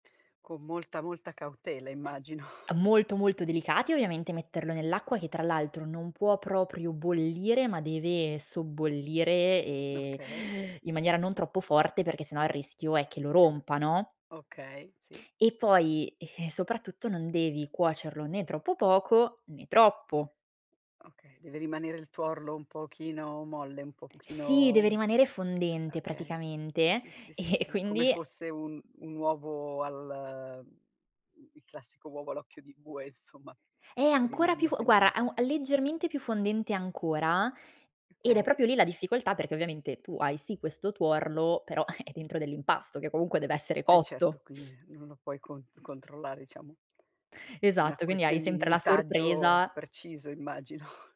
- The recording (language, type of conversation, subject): Italian, podcast, Qual è uno dei tuoi piatti casalinghi preferiti?
- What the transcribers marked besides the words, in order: tapping; chuckle; unintelligible speech; laughing while speaking: "e"; chuckle; other background noise; laughing while speaking: "immagino"